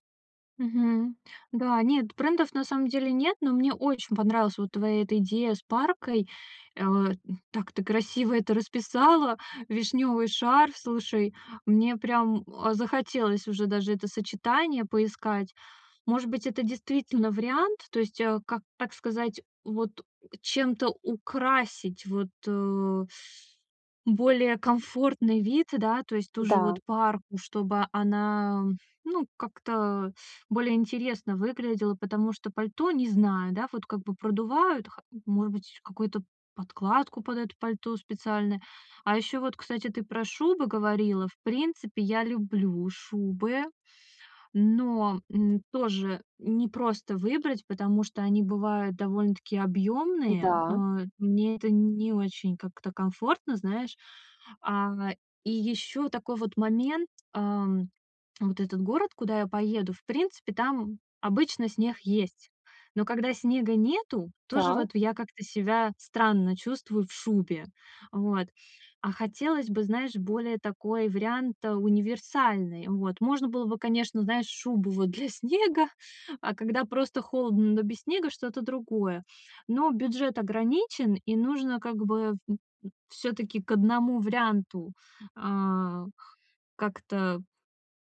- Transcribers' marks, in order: other background noise; tapping
- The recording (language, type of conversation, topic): Russian, advice, Как найти одежду, которая будет одновременно удобной и стильной?